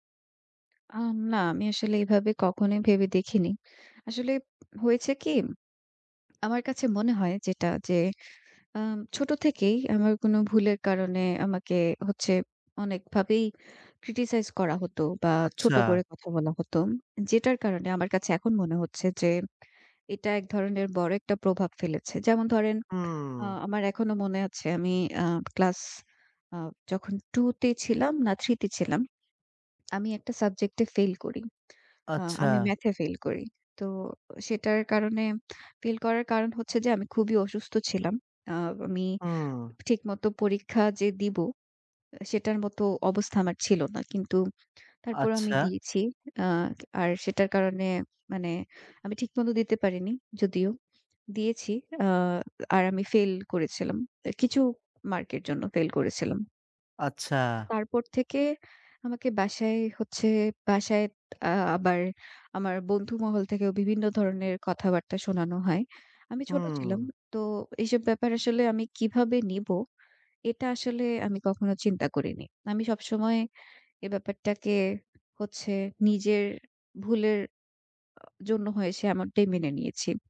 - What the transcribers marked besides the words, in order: tapping; other background noise; unintelligible speech
- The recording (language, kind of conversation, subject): Bengali, advice, জনসমক্ষে ভুল করার পর তীব্র সমালোচনা সহ্য করে কীভাবে মানসিক শান্তি ফিরিয়ে আনতে পারি?